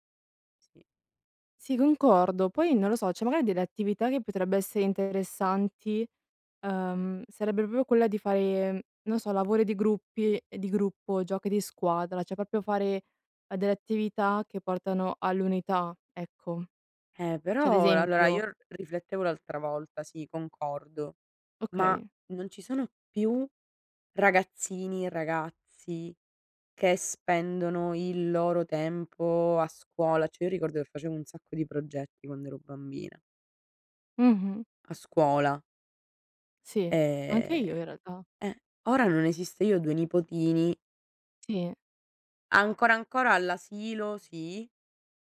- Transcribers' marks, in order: "cioè" said as "ceh"; "proprio" said as "propo"; "cioè" said as "ceh"; "proprio" said as "propio"; "Cioè" said as "ceh"; "cioè" said as "ceh"
- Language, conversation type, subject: Italian, unstructured, Come si può combattere il bullismo nelle scuole?